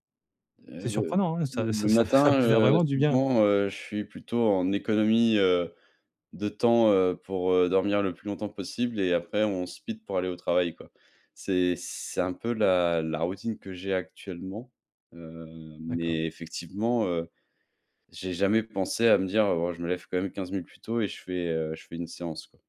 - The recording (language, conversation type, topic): French, advice, Comment trouver un équilibre entre le repos nécessaire et mes responsabilités professionnelles ?
- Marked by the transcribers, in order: chuckle